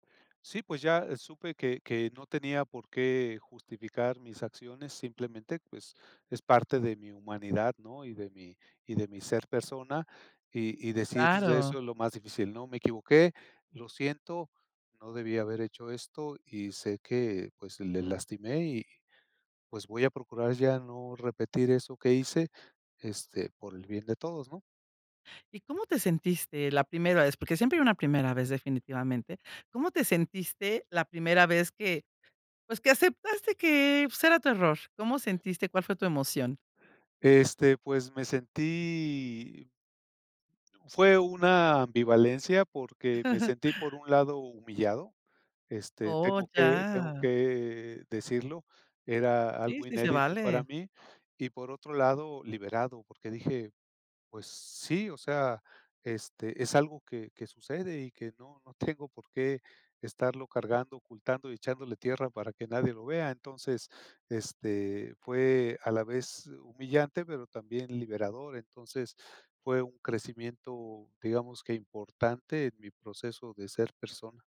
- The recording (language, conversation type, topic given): Spanish, podcast, ¿Cómo piden perdón en tu casa?
- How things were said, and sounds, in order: tapping; other background noise; chuckle